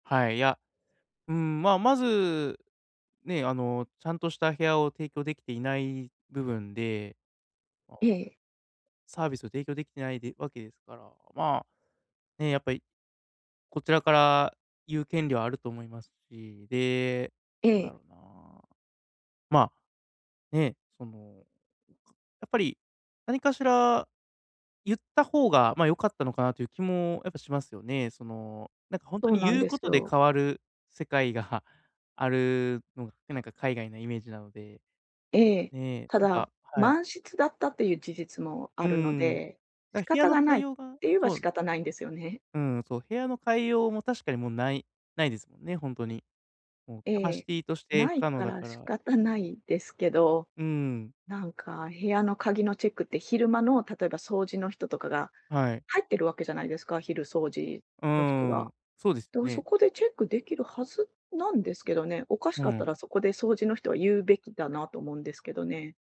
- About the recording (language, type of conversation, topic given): Japanese, advice, 予測不能な出来事に直面したとき、落ち着いて対処するにはどうすればよいですか？
- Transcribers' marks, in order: other background noise